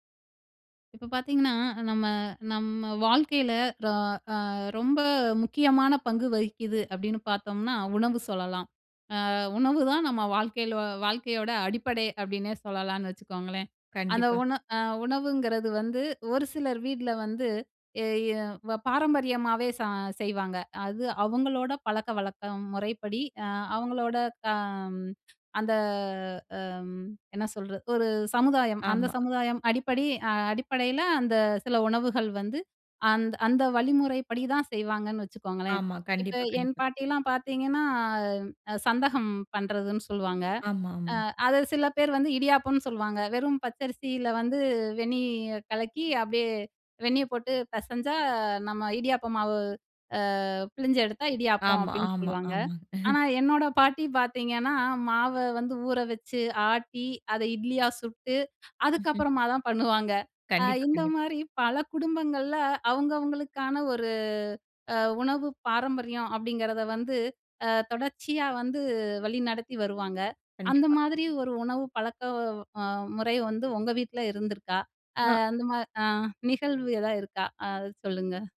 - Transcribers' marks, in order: chuckle; chuckle; laugh; chuckle
- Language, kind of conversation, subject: Tamil, podcast, உங்களுடைய குடும்ப உணவுப் பாரம்பரியம் பற்றி சொல்ல முடியுமா?